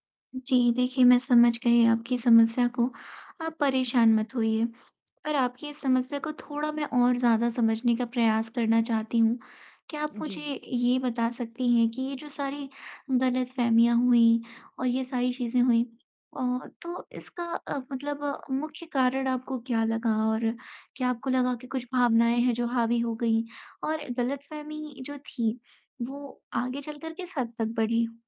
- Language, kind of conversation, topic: Hindi, advice, मैं दोस्त के साथ हुई गलतफहमी कैसे दूर करूँ और उसका भरोसा फिर से कैसे बहाल करूँ?
- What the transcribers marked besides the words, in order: tapping